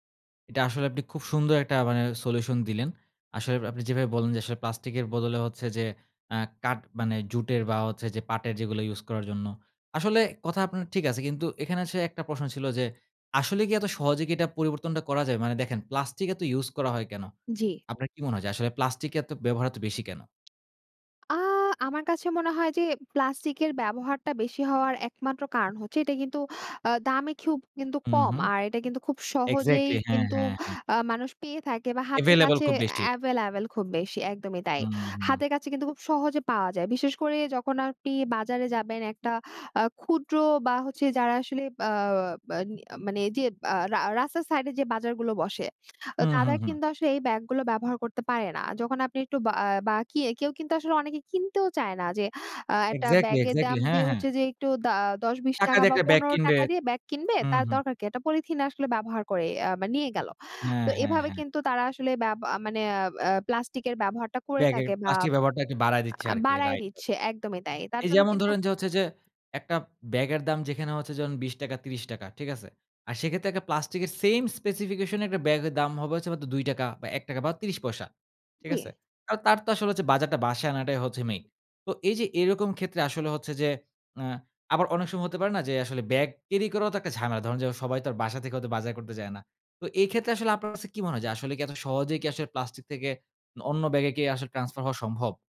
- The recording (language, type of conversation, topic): Bengali, podcast, প্লাস্টিক ব্যবহার কমাতে সাধারণ মানুষ কী করতে পারে—আপনার অভিজ্ঞতা কী?
- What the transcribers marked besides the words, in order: "এভেইলেবল" said as "এভেলএবেল"; "প্লাস্টিক" said as "পাস্টি"